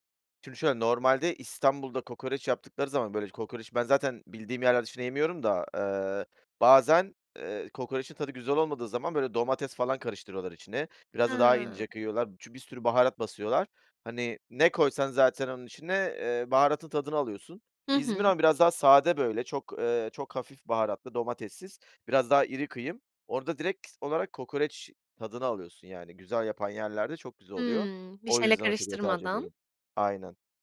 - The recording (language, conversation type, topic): Turkish, podcast, Sokak lezzetleri arasında en sevdiğin hangisiydi ve neden?
- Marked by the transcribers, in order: tapping